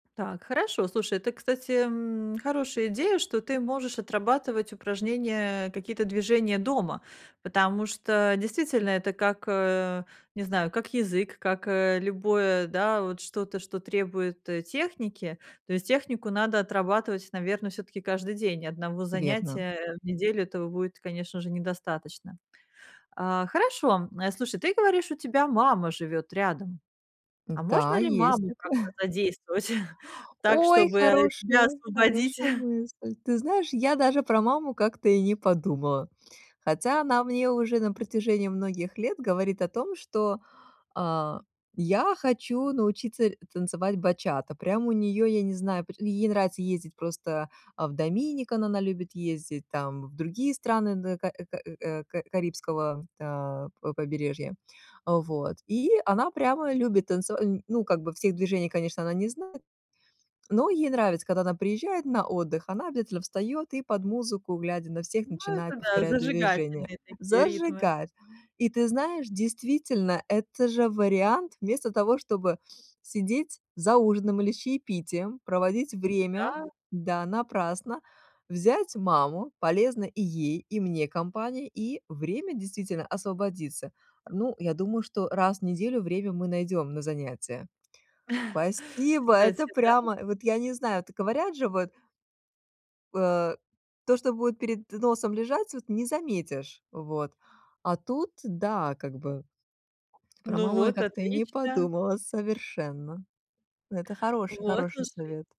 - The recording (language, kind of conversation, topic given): Russian, advice, Как мне найти время для занятий, которые мне нравятся?
- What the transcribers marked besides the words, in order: chuckle; joyful: "Ой"; chuckle; laughing while speaking: "тебя освободить?"; stressed: "Зажигает"; chuckle